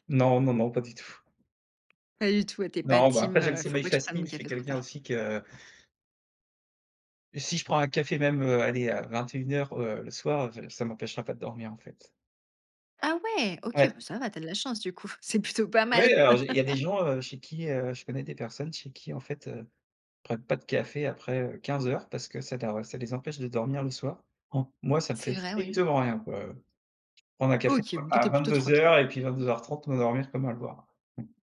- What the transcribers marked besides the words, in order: laugh; gasp; chuckle
- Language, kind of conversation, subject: French, podcast, Quelle est ta relation avec le café et l’énergie ?